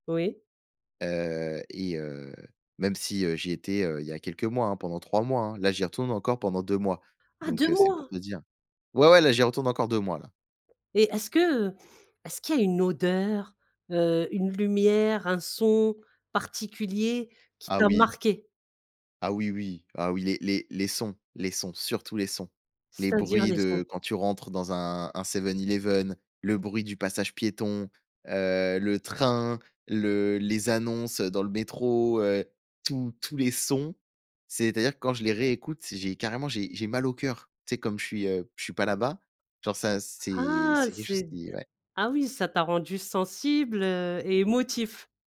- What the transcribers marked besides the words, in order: surprised: "Ah deux mois !"; stressed: "marqué"; tapping; stressed: "train"
- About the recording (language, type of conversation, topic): French, podcast, Parle-moi d’un voyage qui t’a vraiment marqué ?